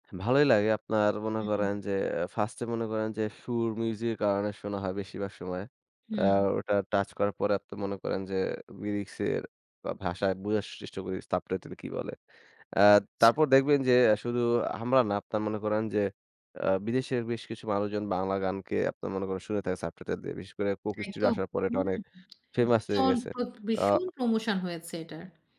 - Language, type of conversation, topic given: Bengali, podcast, কোন ভাষার গান শুনতে শুরু করার পর আপনার গানের স্বাদ বদলে গেছে?
- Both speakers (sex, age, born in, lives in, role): female, 35-39, Bangladesh, Finland, host; male, 20-24, Bangladesh, Bangladesh, guest
- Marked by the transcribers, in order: "বোঝার" said as "বুজাস"; lip smack; "আমরা" said as "হামরা"; other background noise; lip smack